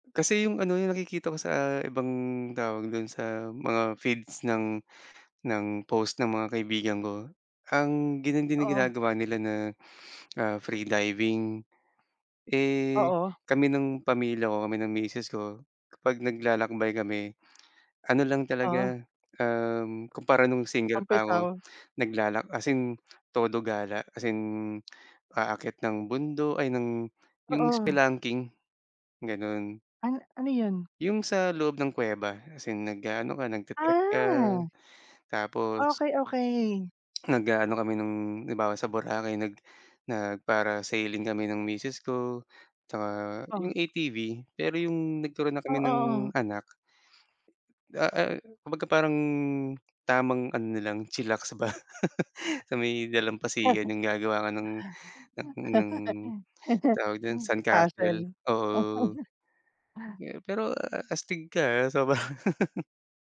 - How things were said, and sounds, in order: in English: "spelunking"; tapping; other background noise; laughing while speaking: "ba"; laugh; chuckle; laughing while speaking: "sobrang"
- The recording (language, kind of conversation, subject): Filipino, unstructured, Ano ang paborito mong libangan tuwing bakasyon?